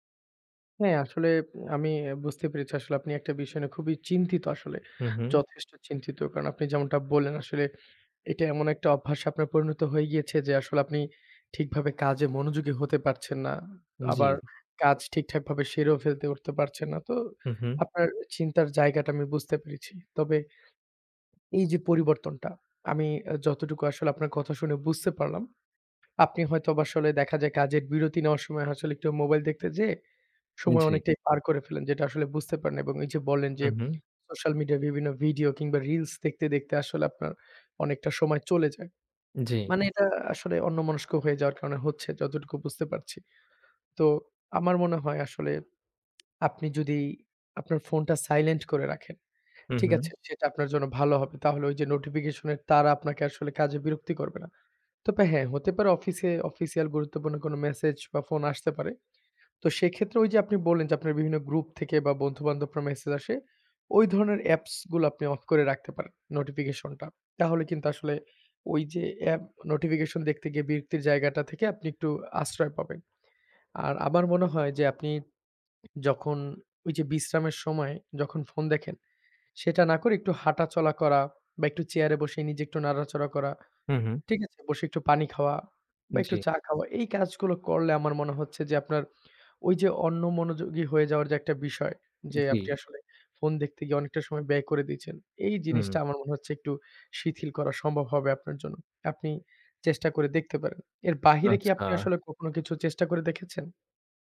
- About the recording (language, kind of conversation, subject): Bengali, advice, মোবাইল ও সামাজিক মাধ্যমে বারবার মনোযোগ হারানোর কারণ কী?
- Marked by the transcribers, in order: tapping; other background noise